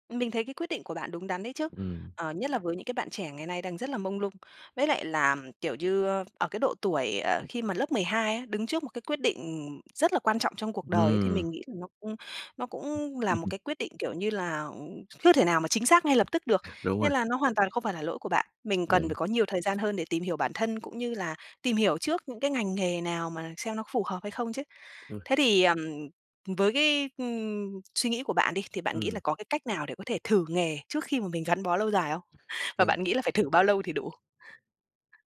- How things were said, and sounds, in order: laugh; other background noise; tapping
- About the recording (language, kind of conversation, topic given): Vietnamese, podcast, Bạn quyết định chọn nghề như thế nào?